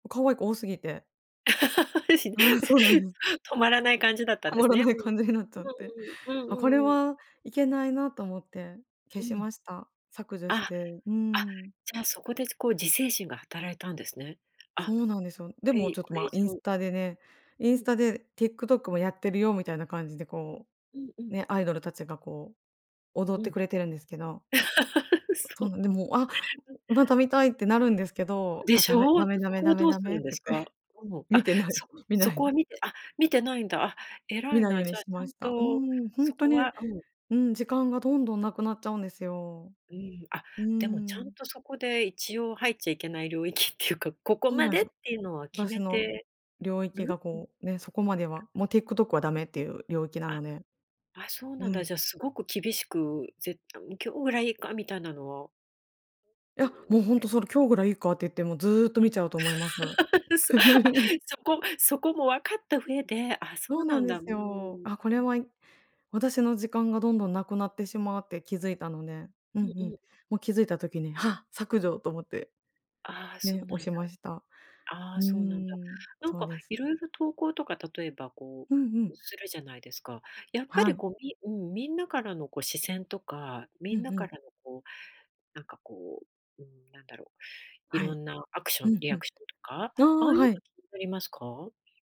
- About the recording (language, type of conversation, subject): Japanese, podcast, SNSと現実の人間関係のバランスを、普段どのように取っていますか？
- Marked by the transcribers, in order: chuckle; laugh; tapping; other background noise; laugh; chuckle